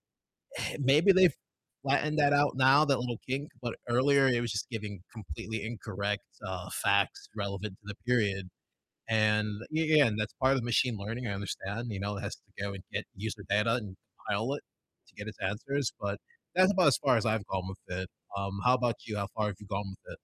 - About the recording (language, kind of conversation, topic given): English, unstructured, How do you think technology changes the way we learn?
- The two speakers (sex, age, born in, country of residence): male, 20-24, United States, United States; male, 50-54, United States, United States
- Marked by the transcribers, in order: sigh; distorted speech